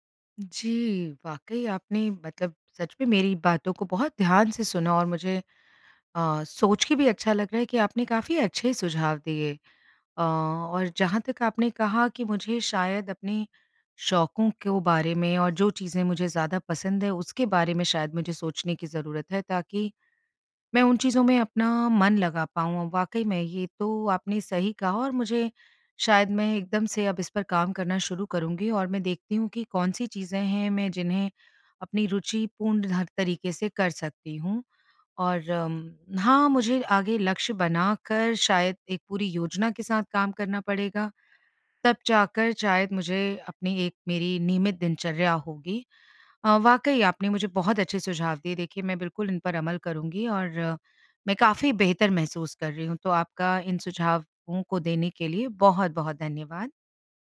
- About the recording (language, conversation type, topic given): Hindi, advice, रोज़मर्रा की दिनचर्या में मायने और आनंद की कमी
- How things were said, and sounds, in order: none